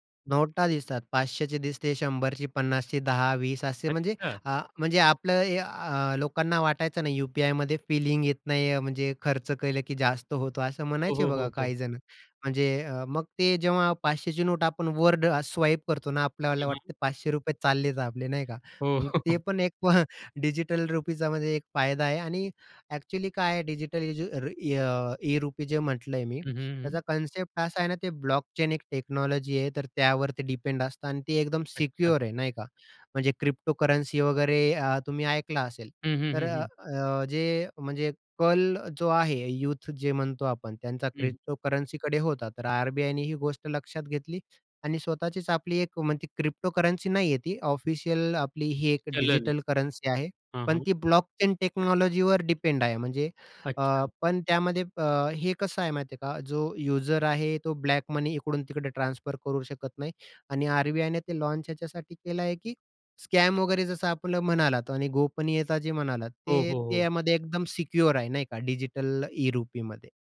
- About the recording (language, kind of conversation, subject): Marathi, podcast, डिजिटल चलन आणि व्यवहारांनी रोजची खरेदी कशी बदलेल?
- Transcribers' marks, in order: in English: "वर्ड स्वाईप"; chuckle; tapping; in English: "ब्लॉकचेन"; in English: "टेक्नॉलॉजी"; in English: "सिक्युअर"; in English: "क्रिप्टोकरन्सी"; in English: "क्रिप्टोकरन्सी"; in English: "क्रिप्टोकरन्सी"; in English: "करन्सी"; in English: "ब्लॉकचेन टेक्नॉलॉजीवर डिपेंड"; other background noise